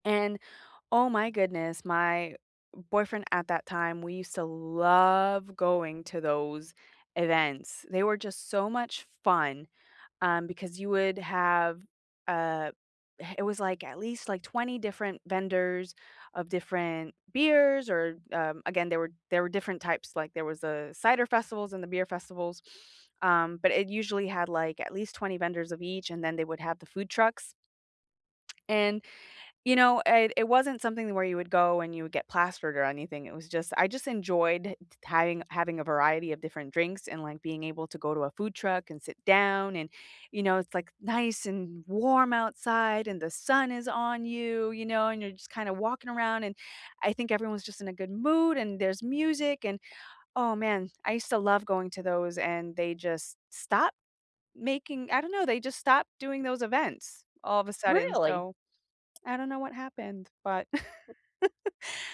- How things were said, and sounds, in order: stressed: "love"; other background noise; chuckle
- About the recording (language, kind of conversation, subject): English, unstructured, How do festivals, favorite foods, and shared stories bring you closer to others?
- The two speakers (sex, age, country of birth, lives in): female, 30-34, United States, United States; female, 60-64, United States, United States